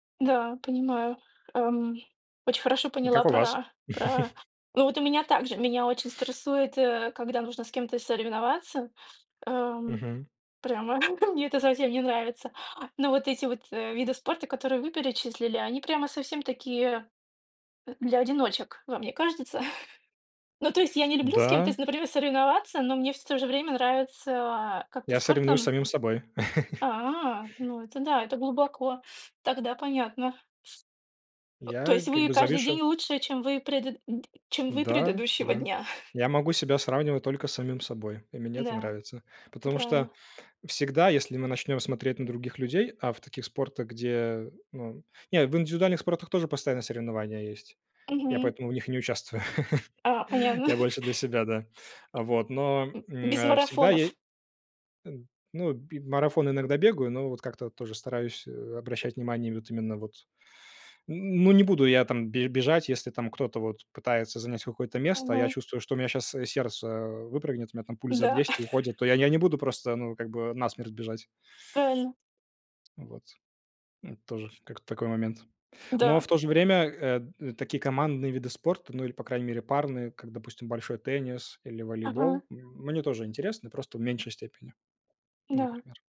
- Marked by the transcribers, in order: chuckle; laughing while speaking: "мне это совсем не нравится"; chuckle; tapping; chuckle; other background noise; chuckle; chuckle; laugh
- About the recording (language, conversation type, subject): Russian, unstructured, Как спорт помогает тебе справляться со стрессом?
- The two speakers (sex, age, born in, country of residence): female, 35-39, Russia, Germany; male, 20-24, Belarus, Poland